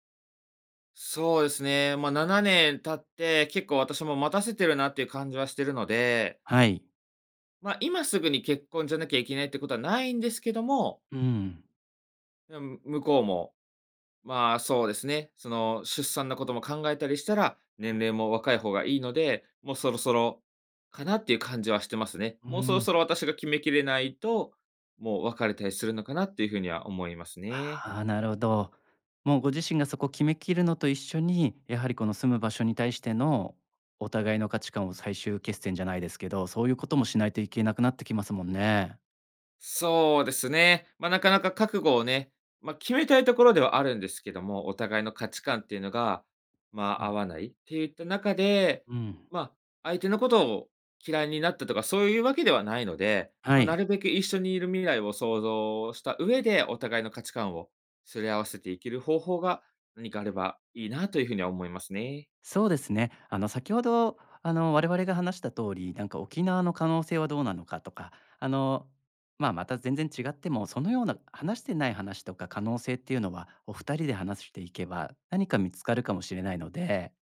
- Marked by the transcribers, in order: none
- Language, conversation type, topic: Japanese, advice, 結婚や将来についての価値観が合わないと感じるのはなぜですか？